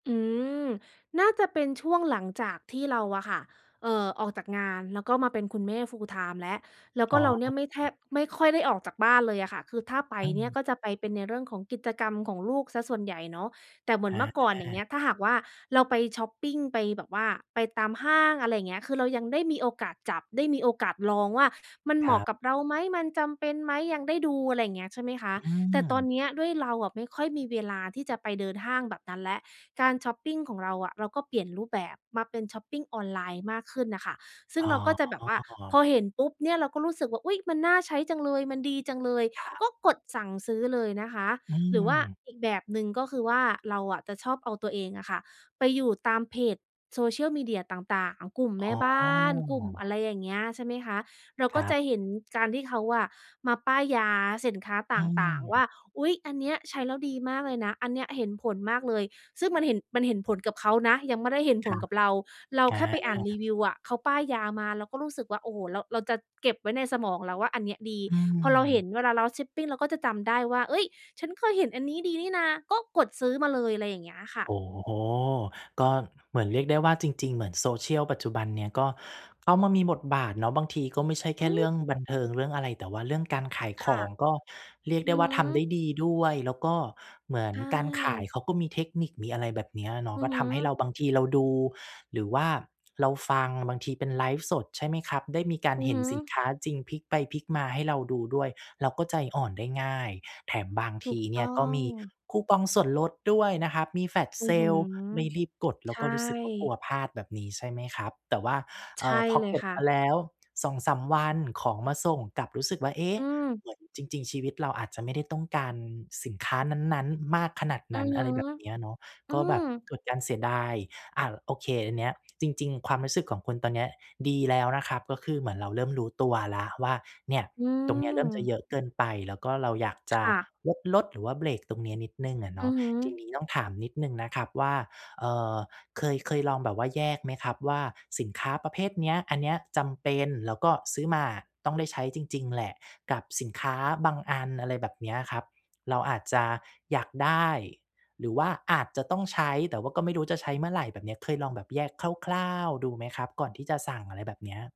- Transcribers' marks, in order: tapping
- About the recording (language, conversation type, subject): Thai, advice, ฉันจะหยุดใช้เงินตามอารมณ์ได้อย่างไร?